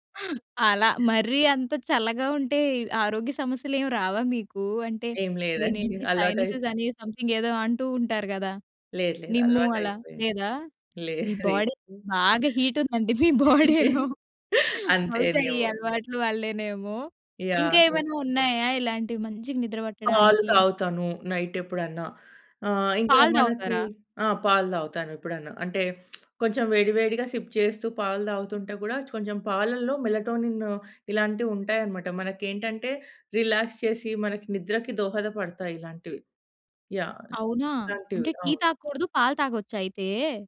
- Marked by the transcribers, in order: chuckle; other background noise; in English: "సైనసెస్"; in English: "బాడీ"; laughing while speaking: "మీ బాడీలో"; in English: "బాడీలో"; giggle; lip smack; in English: "సిప్"; in English: "రిలాక్స్"; in English: "యాహ్! సొ"
- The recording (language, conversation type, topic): Telugu, podcast, రాత్రి మెరుగైన నిద్ర కోసం మీరు అనుసరించే రాత్రి రొటీన్ ఏమిటి?